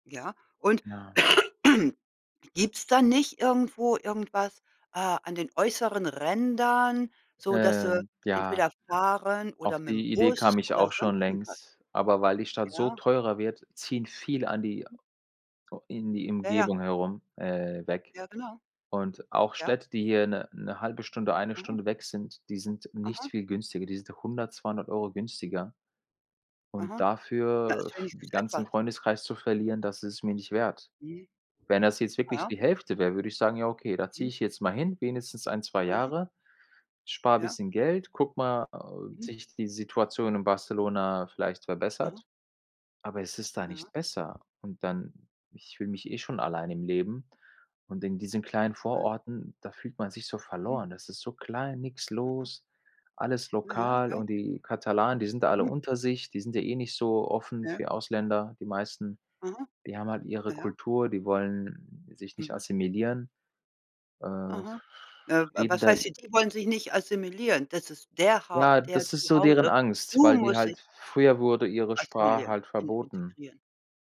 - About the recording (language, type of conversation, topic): German, unstructured, Wie reagierst du, wenn deine Familie deine Entscheidungen kritisiert?
- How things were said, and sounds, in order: cough; throat clearing; other background noise; tapping; unintelligible speech; other noise; stressed: "Du"